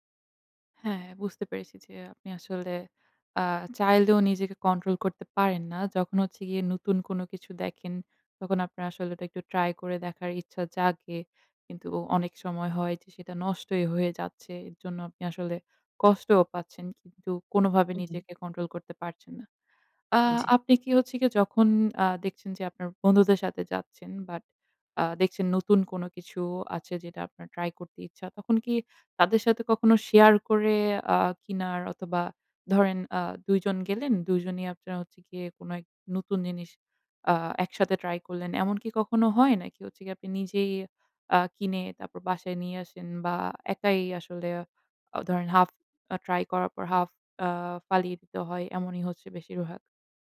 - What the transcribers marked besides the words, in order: other background noise
- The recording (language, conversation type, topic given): Bengali, advice, ক্যাশফ্লো সমস্যা: বেতন, বিল ও অপারেটিং খরচ মেটাতে উদ্বেগ
- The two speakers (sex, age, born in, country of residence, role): female, 20-24, Bangladesh, Bangladesh, advisor; female, 25-29, Bangladesh, Finland, user